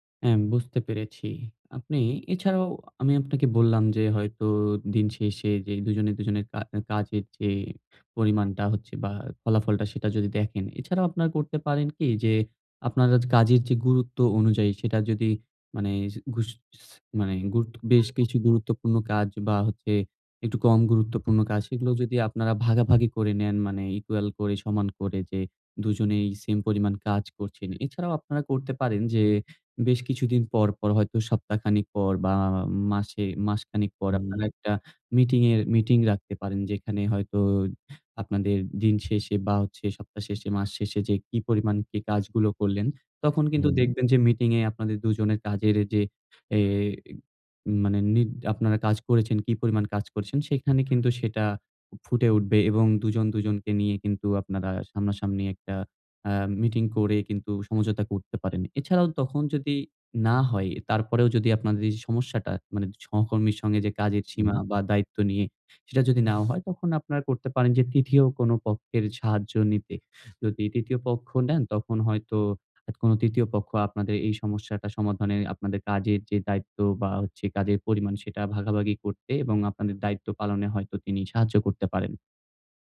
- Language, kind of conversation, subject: Bengali, advice, সহকর্মীর সঙ্গে কাজের সীমা ও দায়িত্ব কীভাবে নির্ধারণ করা উচিত?
- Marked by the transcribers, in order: horn; tapping